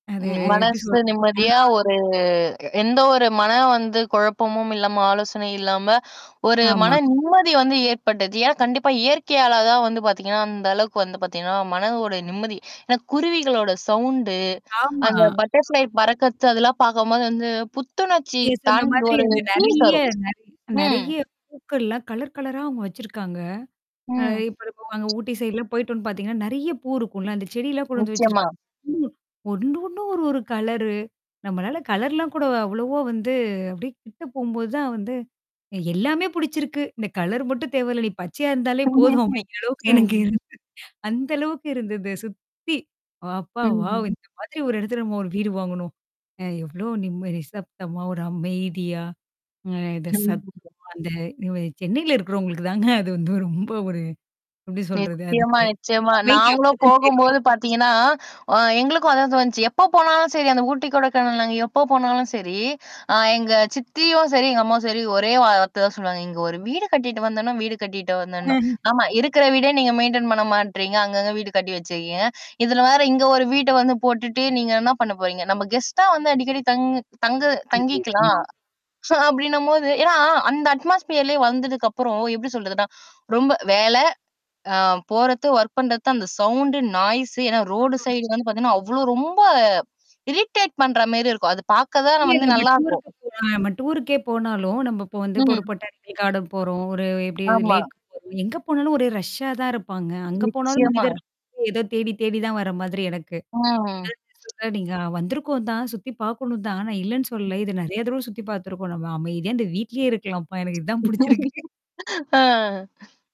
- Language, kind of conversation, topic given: Tamil, podcast, இயற்கையில் நீங்கள் அமைதியை எப்படி கண்டுபிடித்தீர்கள்?
- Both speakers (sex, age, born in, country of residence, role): female, 20-24, India, India, host; female, 35-39, India, India, guest
- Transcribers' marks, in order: static; mechanical hum; distorted speech; drawn out: "ஒரு"; tapping; in English: "பட்டர்ஃப்ளை"; other noise; unintelligible speech; in English: "பீல்"; in English: "சைட்லாம்"; other background noise; unintelligible speech; unintelligible speech; unintelligible speech; "வந்தரணும்" said as "வந்தேனும்"; unintelligible speech; "வந்தரணும்" said as "வந்தேனும்"; in English: "மெயின்டெயின்"; in English: "கெஸ்ட்டா"; laughing while speaking: "அப்பிடின்னும்போது"; in English: "அட்மாஸ்பீியர்லே"; in English: "ஒர்க்"; in English: "சவுண்டு நாய்ஸ்"; in English: "சைடு"; in English: "இரிட்டேட்"; in English: "டூர்ருக்கு"; in English: "டூர்ருக்கே"; in English: "பொட்டானிக்கல் கார்டன்"; in English: "லேக்"; in English: "ரஷ்ஷா"; unintelligible speech; chuckle